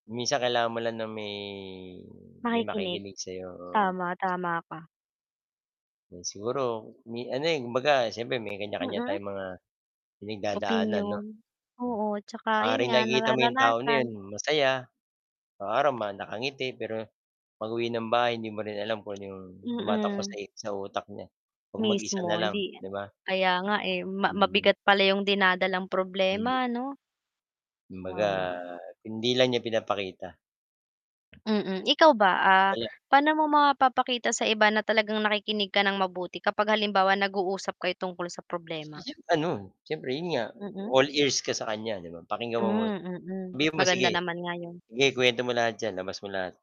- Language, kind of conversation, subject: Filipino, unstructured, Ano ang papel ng pakikinig sa paglutas ng alitan?
- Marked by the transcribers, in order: drawn out: "may"; tapping; distorted speech; static; other background noise; unintelligible speech